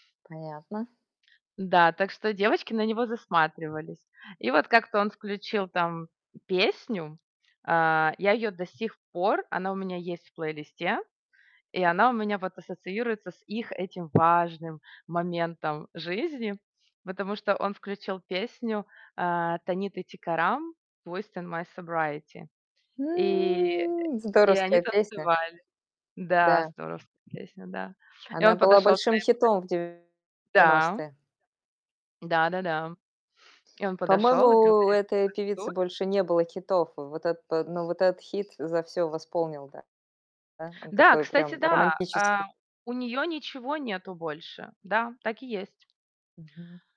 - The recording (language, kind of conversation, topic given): Russian, podcast, Какие песни у тебя ассоциируются с важными моментами жизни?
- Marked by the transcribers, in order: drawn out: "М"; distorted speech; tapping; other background noise